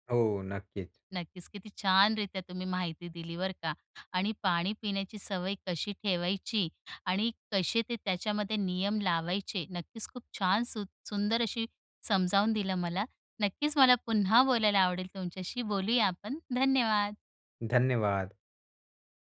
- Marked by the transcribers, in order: tapping
- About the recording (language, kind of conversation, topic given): Marathi, podcast, पाणी पिण्याची सवय चांगली कशी ठेवायची?